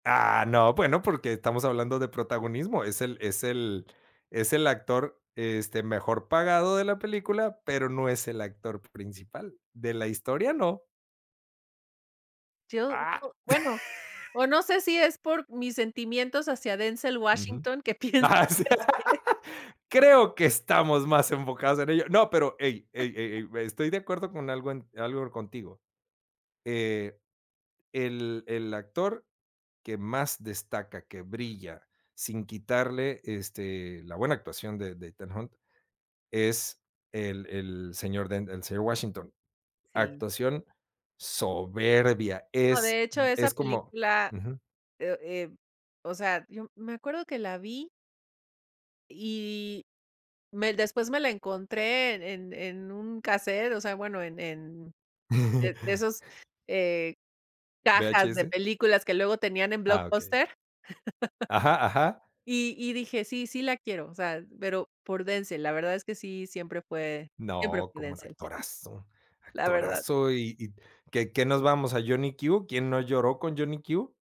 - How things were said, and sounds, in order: chuckle; laugh; unintelligible speech; laugh; giggle; chuckle; chuckle
- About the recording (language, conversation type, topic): Spanish, podcast, ¿Qué papel cumplen los personajes inolvidables en una historia?